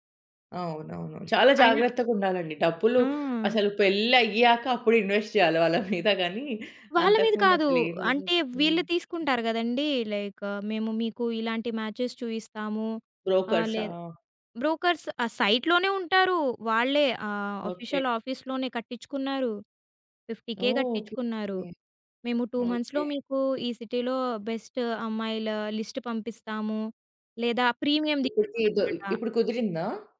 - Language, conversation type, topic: Telugu, podcast, ఆన్‌లైన్ సమావేశంలో పాల్గొనాలా, లేక ప్రత్యక్షంగా వెళ్లాలా అని మీరు ఎప్పుడు నిర్ణయిస్తారు?
- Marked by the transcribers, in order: laughing while speaking: "ఇన్వెస్ట్ చేయాలి వాళ్ళ మీద గాని"; in English: "ఇన్వెస్ట్"; in English: "లైక్"; in English: "మ్యాచెస్"; in English: "బ్రోకర్స్"; in English: "ఆఫీషియల్ ఆఫీస్‌లోనే"; in English: "టూ మంత్స్‌లో"; in English: "సిటీలో బెస్ట్"; in English: "లిస్ట్"; in English: "ప్రీమియం"